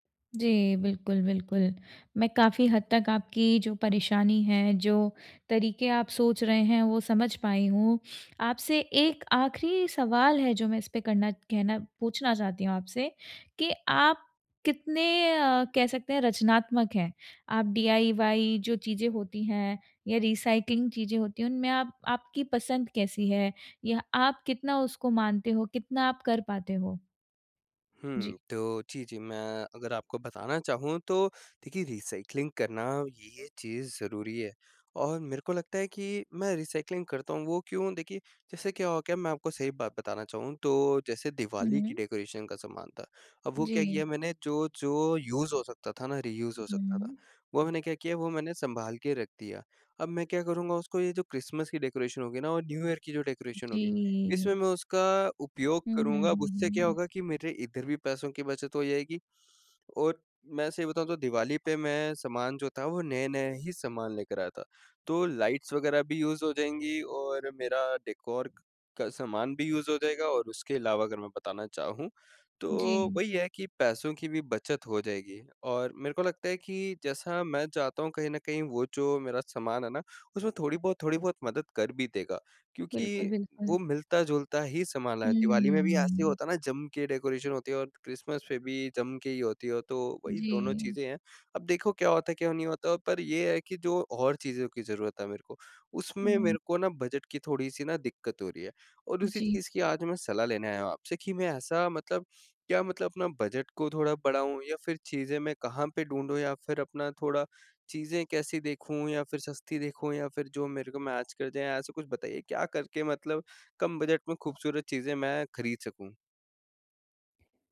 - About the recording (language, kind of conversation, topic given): Hindi, advice, कम बजट में खूबसूरत कपड़े, उपहार और घर की सजावट की चीजें कैसे ढूंढ़ूँ?
- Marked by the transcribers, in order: in English: "डी आई वाई"; in English: "रिसाइक्लिंग"; in English: "रिसाइक्लिंग"; in English: "रिसाइक्लिंग"; in English: "डेकोरेशन"; in English: "यूज़"; in English: "रियूज़"; in English: "डेकोरेशन"; in English: "न्यू ईयर"; in English: "डेकोरेशन"; in English: "लाइट्स"; in English: "यूज़"; in English: "डेकोर"; in English: "यूज़"; in English: "डेकोरेशन"; in English: "मैच"